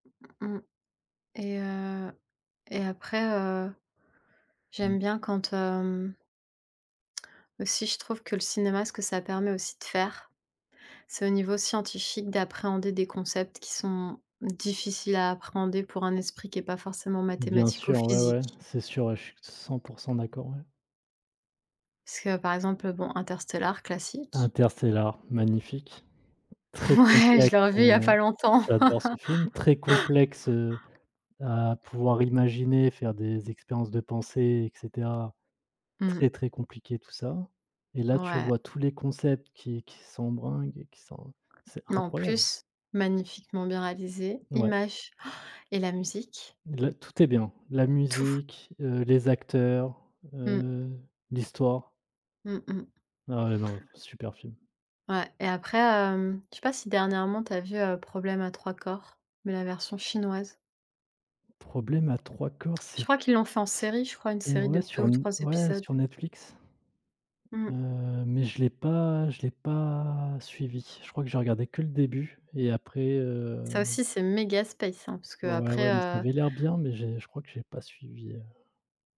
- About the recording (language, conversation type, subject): French, unstructured, Pourquoi les films sont-ils importants dans notre culture ?
- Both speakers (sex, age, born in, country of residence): female, 30-34, France, France; male, 30-34, France, France
- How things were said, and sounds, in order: laughing while speaking: "Ouais !"; laugh; gasp; stressed: "méga space"